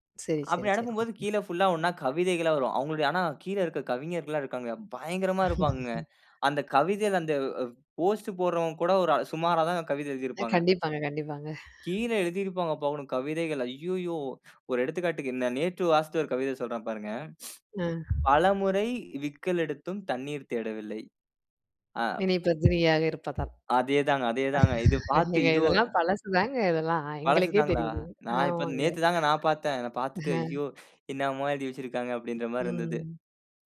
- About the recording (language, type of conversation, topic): Tamil, podcast, தொலைப்பேசியும் சமூக ஊடகங்களும் கவனத்தைச் சிதறடிக்கும் போது, அவற்றைப் பயன்படுத்தும் நேரத்தை நீங்கள் எப்படி கட்டுப்படுத்துவீர்கள்?
- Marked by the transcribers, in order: other background noise; laugh; tapping; other noise; laugh